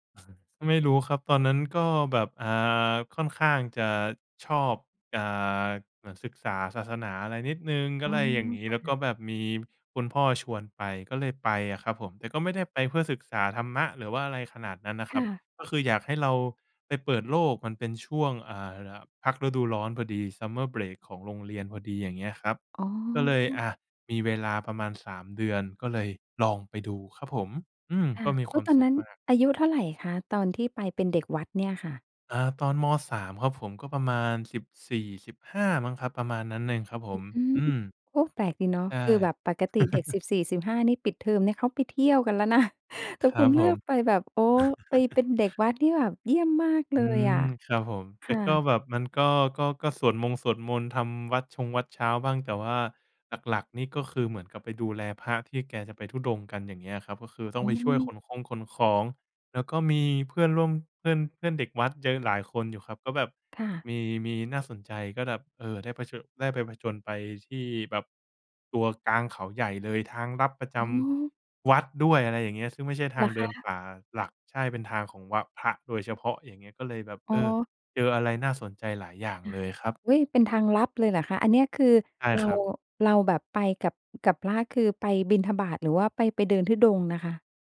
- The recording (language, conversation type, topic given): Thai, podcast, คุณมีเรื่องผจญภัยกลางธรรมชาติที่ประทับใจอยากเล่าให้ฟังไหม?
- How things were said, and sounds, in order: chuckle; in English: "Summer Break"; chuckle; chuckle